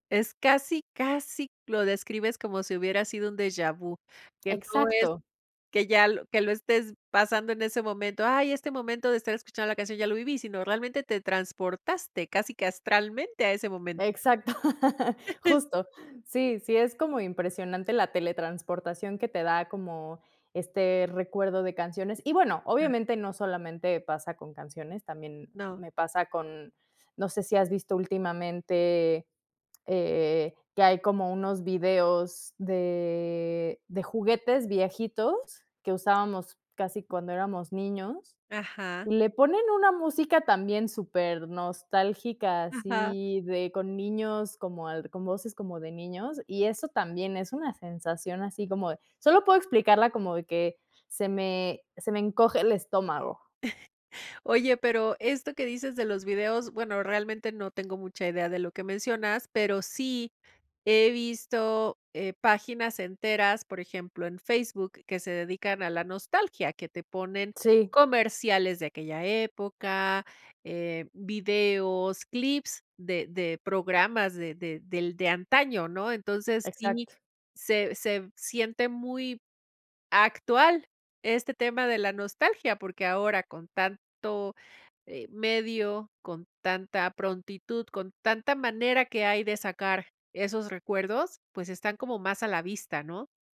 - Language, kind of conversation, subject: Spanish, podcast, ¿Cómo influye la nostalgia en ti al volver a ver algo antiguo?
- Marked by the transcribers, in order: laughing while speaking: "Exacto"; chuckle; unintelligible speech; giggle